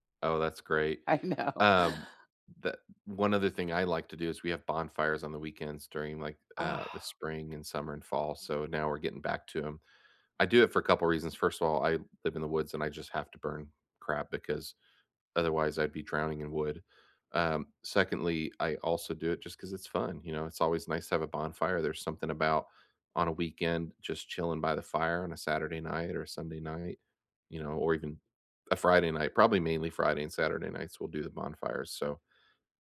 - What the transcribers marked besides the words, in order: laughing while speaking: "know"
- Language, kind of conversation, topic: English, unstructured, What weekend rituals make you happiest?
- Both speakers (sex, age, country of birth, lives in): female, 40-44, United States, United States; male, 40-44, United States, United States